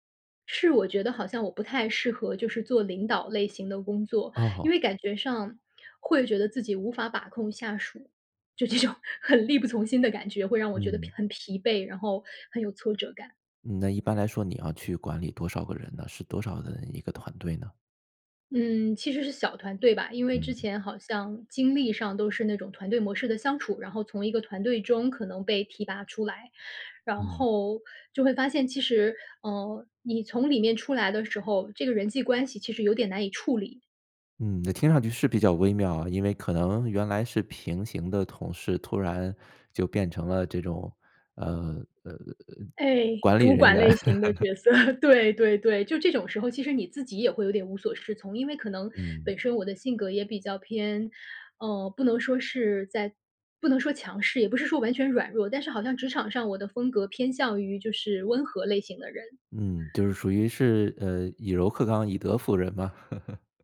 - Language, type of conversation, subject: Chinese, podcast, 受伤后你如何处理心理上的挫败感？
- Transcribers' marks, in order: laughing while speaking: "就这种很"; chuckle; chuckle